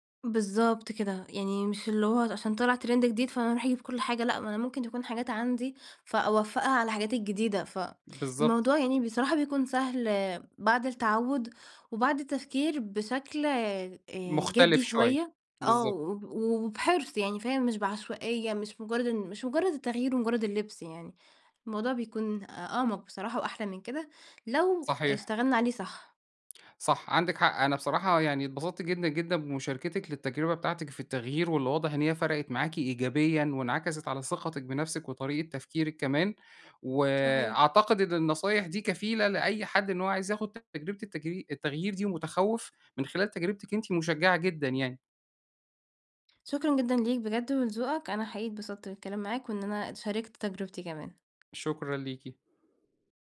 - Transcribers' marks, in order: in English: "ترند"; tapping
- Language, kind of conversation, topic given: Arabic, podcast, إيه نصيحتك للي عايز يغيّر ستايله بس خايف يجرّب؟